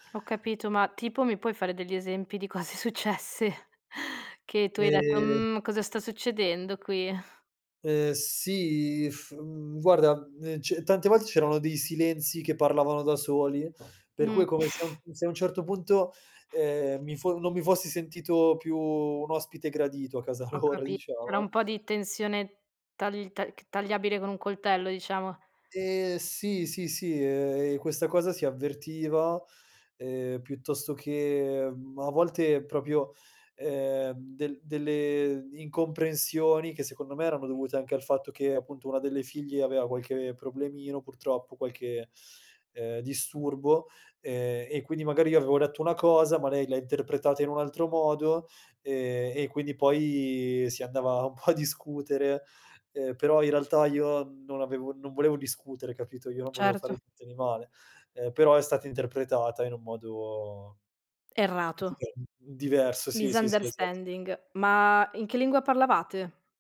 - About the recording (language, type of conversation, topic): Italian, podcast, Hai mai partecipato a una cena in una famiglia locale?
- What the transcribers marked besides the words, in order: laughing while speaking: "cose successe"; lip trill; other background noise; snort; laughing while speaking: "casa loro"; "proprio" said as "propio"; laughing while speaking: "po'"; in English: "Misunderstanding"